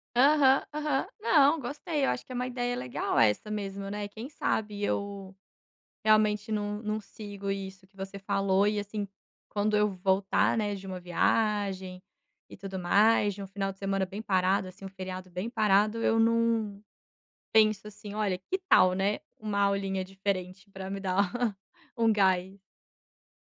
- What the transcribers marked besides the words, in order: chuckle
- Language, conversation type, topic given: Portuguese, advice, Como lidar com a culpa por ter pulado os exercícios depois de uma viagem ou feriado?